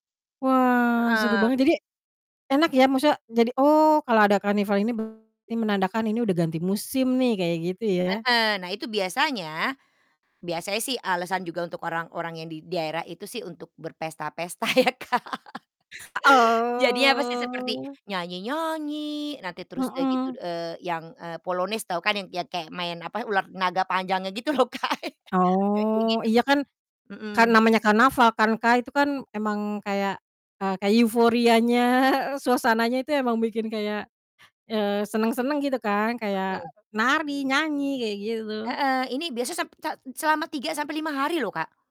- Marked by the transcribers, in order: other background noise; "karnaval" said as "karnival"; distorted speech; laughing while speaking: "berpesta-pesta ya, Kak"; laugh; drawn out: "Oh"; laughing while speaking: "Kak"; laugh
- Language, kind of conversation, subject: Indonesian, podcast, Apakah ada ritual atau tradisi lokal yang berkaitan dengan pergantian musim di daerahmu?